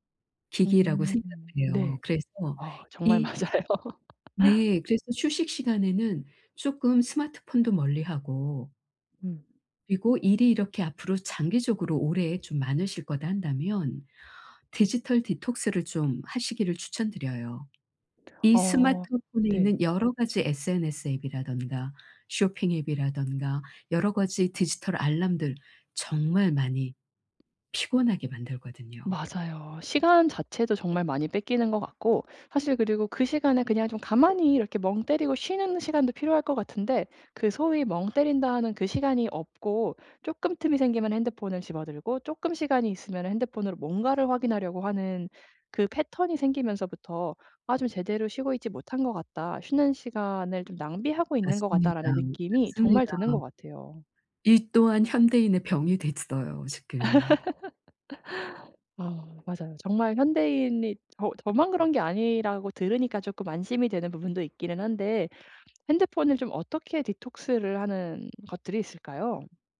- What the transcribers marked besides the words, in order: laughing while speaking: "맞아요"; laugh; in English: "디톡스를"; tapping; other background noise; laugh; in English: "디톡스를"
- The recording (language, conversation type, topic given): Korean, advice, 긴 작업 시간 동안 피로를 관리하고 에너지를 유지하기 위한 회복 루틴을 어떻게 만들 수 있을까요?